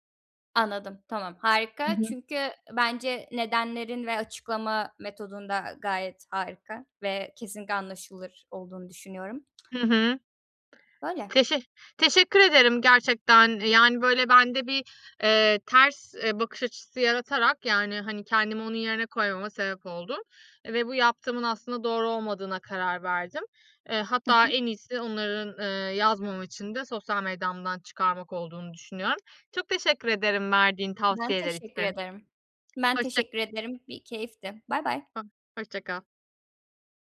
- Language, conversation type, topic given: Turkish, advice, Eski sevgilimle iletişimi kesmekte ve sınır koymakta neden zorlanıyorum?
- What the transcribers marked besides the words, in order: tongue click; tapping; unintelligible speech